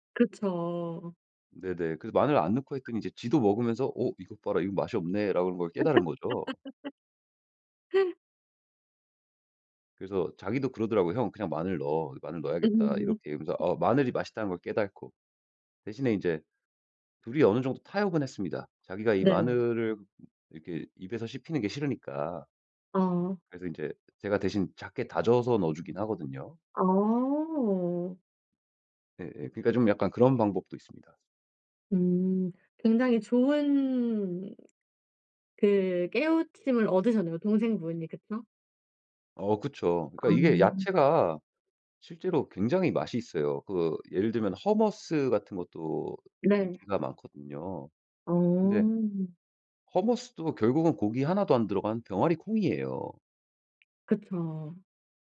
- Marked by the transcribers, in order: other background noise; laugh; laughing while speaking: "음"; "깨닫고" said as "깨닳고"; in English: "hummus"; in English: "hummus도"; tapping
- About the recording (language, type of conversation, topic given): Korean, podcast, 채소를 더 많이 먹게 만드는 꿀팁이 있나요?